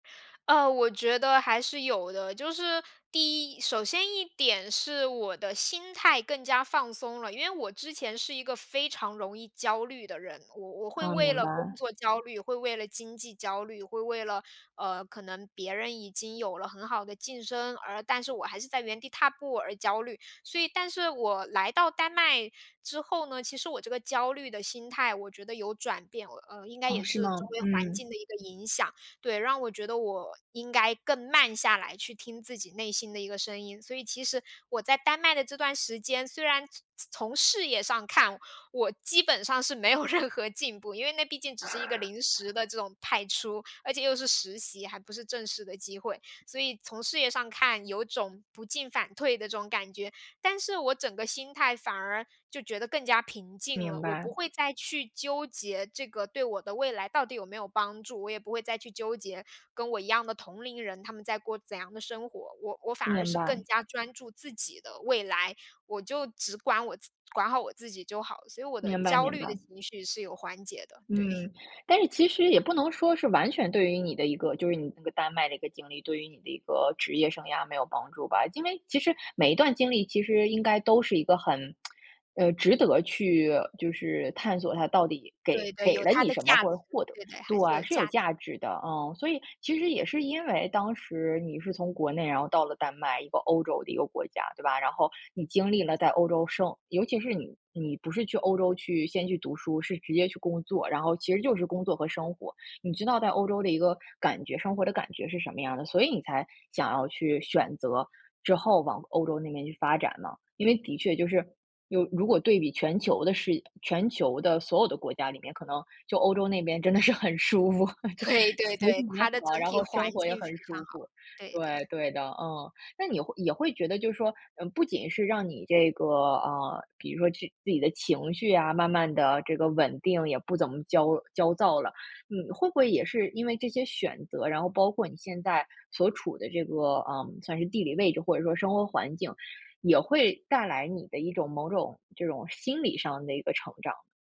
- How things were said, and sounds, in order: laughing while speaking: "没有任何"; chuckle; tsk; laughing while speaking: "会"; laughing while speaking: "很舒服，这"
- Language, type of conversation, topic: Chinese, podcast, 有没有哪一次选择改变了你的人生方向？